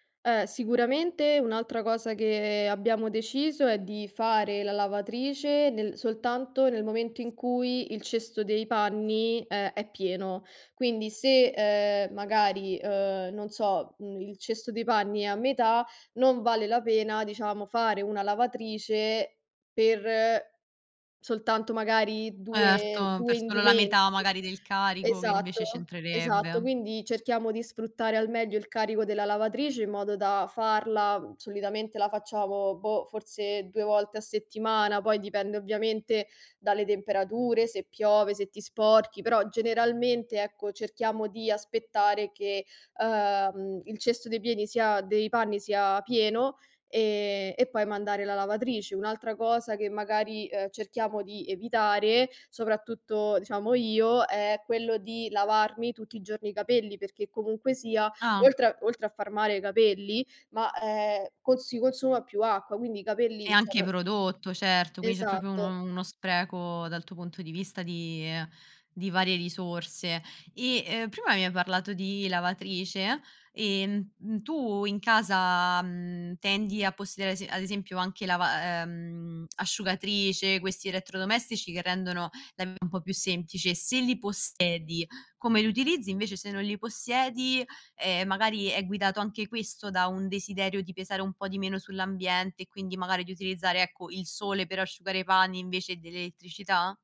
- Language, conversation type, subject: Italian, podcast, Come puoi rendere la tua casa più sostenibile nella vita di tutti i giorni?
- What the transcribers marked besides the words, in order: other background noise; "cioè" said as "ceh"; tapping; "proprio" said as "propo"